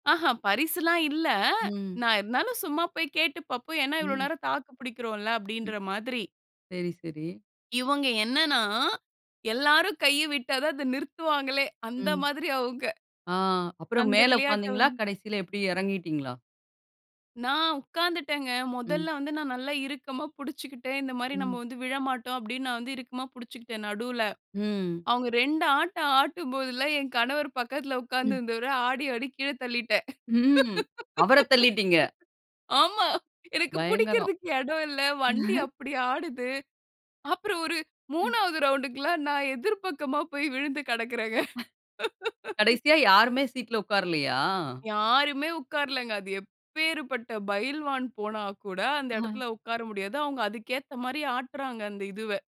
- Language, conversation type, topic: Tamil, podcast, வெளியில் நீங்கள் அனுபவித்த மிகச் சிறந்த சாகசம் எது?
- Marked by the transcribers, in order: laugh; chuckle; other background noise; unintelligible speech; laugh